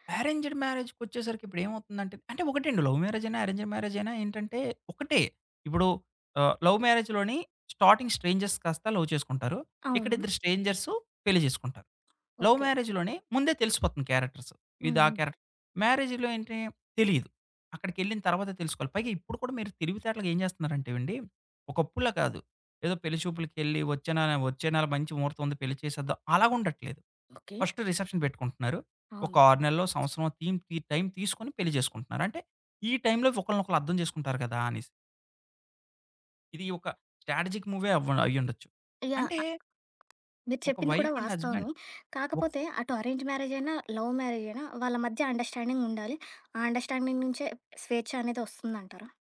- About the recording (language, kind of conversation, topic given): Telugu, podcast, డబ్బు లేదా స్వేచ్ఛ—మీకు ఏది ప్రాధాన్యం?
- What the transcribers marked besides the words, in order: in English: "అరేంజ్డ్ మ్యారేజ్‌కొచ్చేసరికి"; in English: "లవ్"; in English: "అరేంజ్డ్"; in English: "లవ్ మ్యారేజ్‌లోని స్టార్టింగ్ స్ట్రేంజెస్"; other background noise; in English: "లవ్"; in English: "స్ట్రేంజర్స్"; in English: "లవ్ మ్యారేజ్‌లోనే"; in English: "క్యారెక్టర్స్"; in English: "క్యారెక్టర్. మ్యారేజ్‌లో"; in English: "ఫస్ట్ రిసెప్షన్"; in English: "స్ట్రాటజిక్"; in English: "వైఫ్ అండ్ హస్బండ్"; in English: "అరేంజ్"; tapping; in English: "లవ్"; in English: "అండర్‌స్టా‌డింగ్"